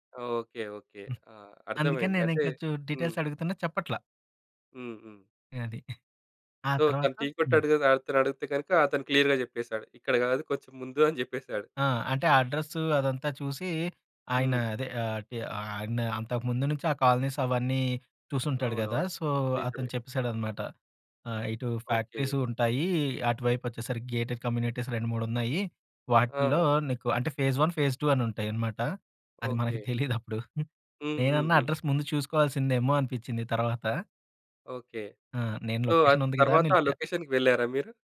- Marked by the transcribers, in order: in English: "సో"; in English: "క్లియర్‌గా"; in English: "సో"; in English: "గేటెడ్ కమ్యూనిటీస్"; in English: "ఫేస్ వన్, ఫేస్ టూ"; giggle; in English: "అడ్రస్"; in English: "సో"; in English: "లొకేషన్‌కి"
- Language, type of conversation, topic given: Telugu, podcast, GPS పని చేయకపోతే మీరు దారి ఎలా కనుగొన్నారు?